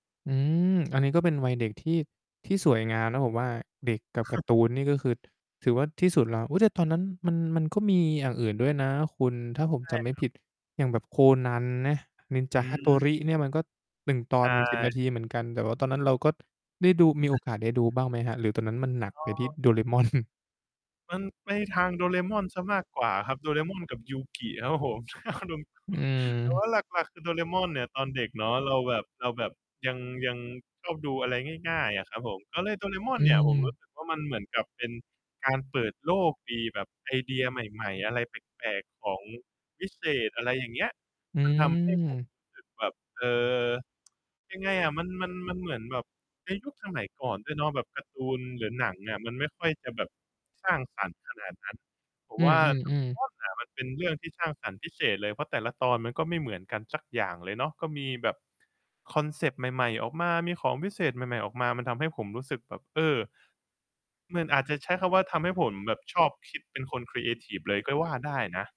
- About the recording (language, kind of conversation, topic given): Thai, podcast, หนังหรือการ์ตูนที่คุณดูตอนเด็กๆ ส่งผลต่อคุณในวันนี้อย่างไรบ้าง?
- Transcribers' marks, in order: chuckle; tapping; other background noise; "เราก็" said as "ก๊อด"; laughing while speaking: "mon"; chuckle; chuckle; laughing while speaking: "รวม ๆ"; mechanical hum